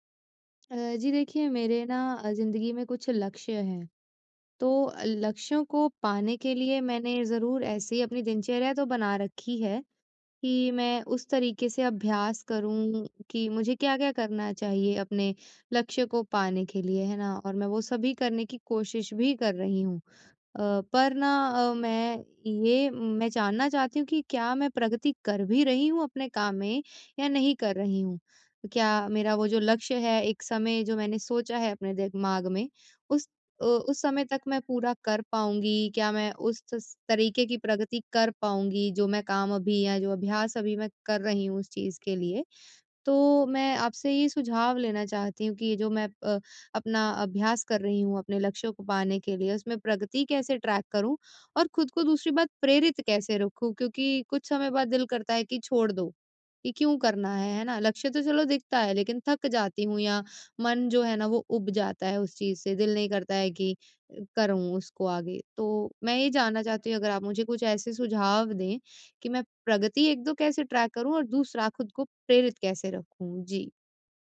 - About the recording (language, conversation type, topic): Hindi, advice, मैं अपनी प्रगति की समीक्षा कैसे करूँ और प्रेरित कैसे बना रहूँ?
- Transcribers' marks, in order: in English: "ट्रैक"; in English: "ट्रैक"